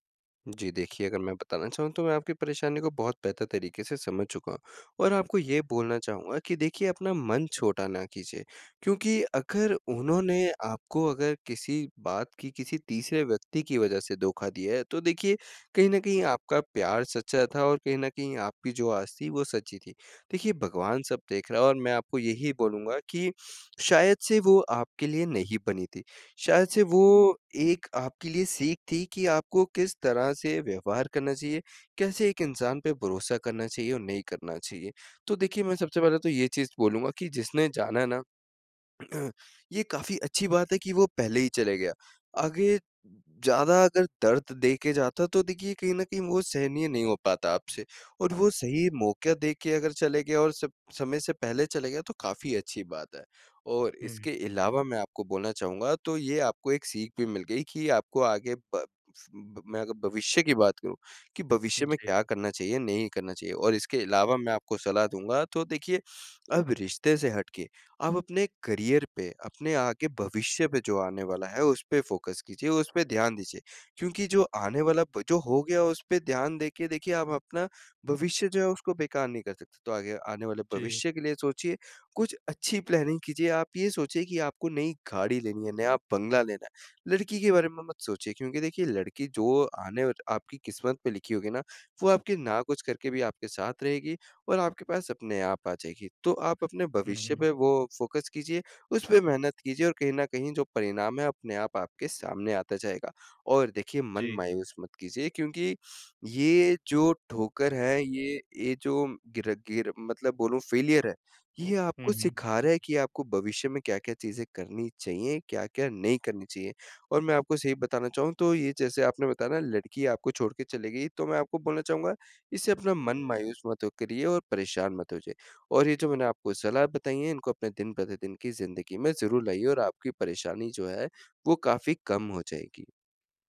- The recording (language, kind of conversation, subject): Hindi, advice, टूटी हुई उम्मीदों से आगे बढ़ने के लिए मैं क्या कदम उठा सकता/सकती हूँ?
- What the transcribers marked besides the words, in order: throat clearing; in English: "करियर"; in English: "फोकस"; in English: "प्लानिंग"; in English: "फोकस"; in English: "फेलियर"